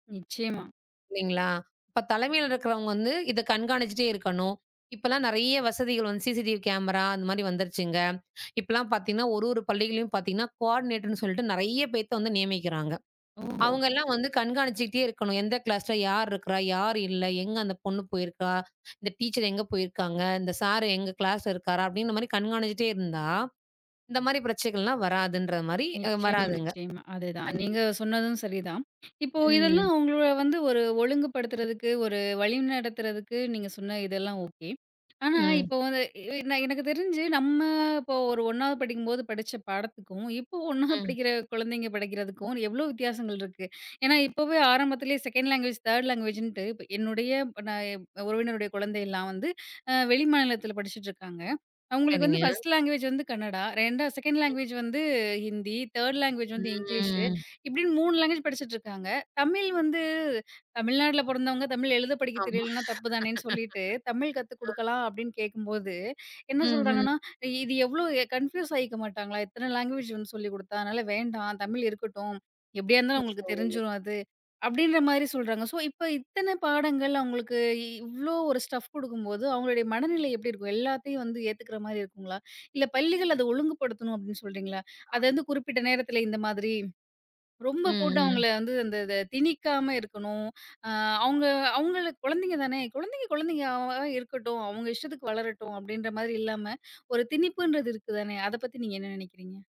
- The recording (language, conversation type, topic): Tamil, podcast, மாணவர்களின் மனநலத்தைக் கவனிப்பதில் பள்ளிகளின் பங்கு என்ன?
- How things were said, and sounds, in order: other noise; in English: "சிசிடிவி கேமரா"; in English: "கோர்டினேட்டர்ன்னு"; other background noise; in English: "க்லாஸ்ல"; in English: "டீச்சர்"; in English: "சார்"; in another language: "க்ளாஸ்ல"; in English: "ஓகே"; in English: "செக்கண்டு லாங்குவேஜ் தேர்டு லாங்குவேஜ்ன்ட்டு"; in English: "பஸ்ட் லாங்குவேஜ்"; in English: "செக்கண்டு லாங்குவேஜ்"; in English: "தேர்டு லாங்குவேஜ்"; drawn out: "ம்"; in English: "லாங்குவேஜ்"; laughing while speaking: "ஆமா"; in English: "கன்புயூஸ்"; in English: "லாங்குவேஜ்"; in English: "ஸோ"; in English: "ஸ்டஃப்"